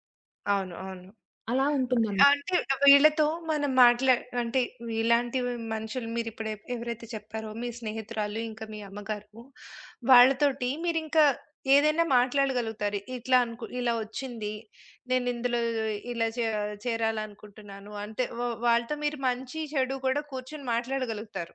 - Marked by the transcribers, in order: none
- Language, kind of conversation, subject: Telugu, podcast, ఎవరైనా మీ వ్యక్తిగత సరిహద్దులు దాటితే, మీరు మొదట ఏమి చేస్తారు?